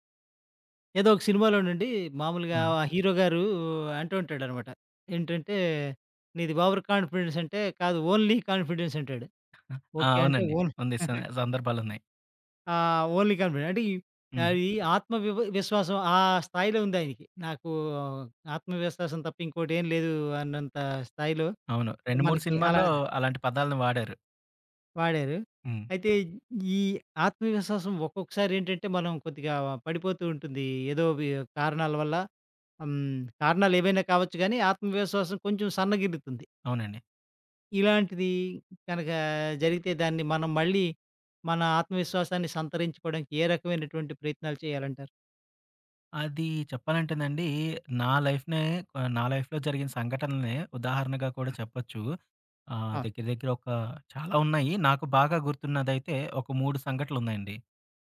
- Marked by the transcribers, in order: in English: "ఓవర్ కాన్ఫిడెన్స్"; in English: "ఓన్లీ కాన్ఫిడెన్స్"; in English: "ఓన్"; giggle; in English: "ఓన్లీ కాన్ఫిడెన్స్"; other background noise; tapping; in English: "లైఫ్‌లో"
- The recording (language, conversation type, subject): Telugu, podcast, ఆత్మవిశ్వాసం తగ్గినప్పుడు దానిని మళ్లీ ఎలా పెంచుకుంటారు?